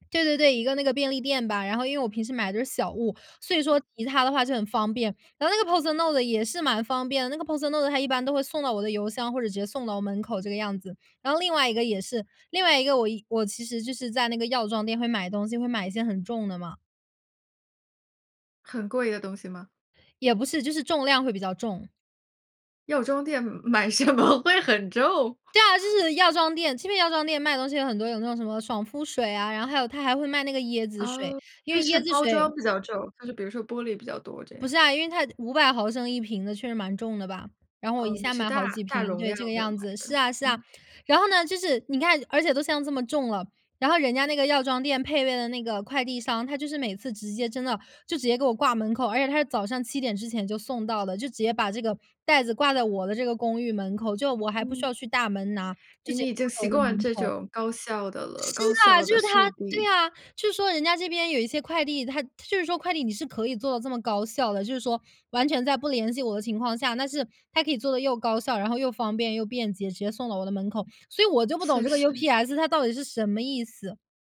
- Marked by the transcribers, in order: other background noise; laughing while speaking: "什么会很重？"; laugh; "但" said as "那"
- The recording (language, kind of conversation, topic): Chinese, podcast, 你有没有遇到过网络诈骗，你是怎么处理的？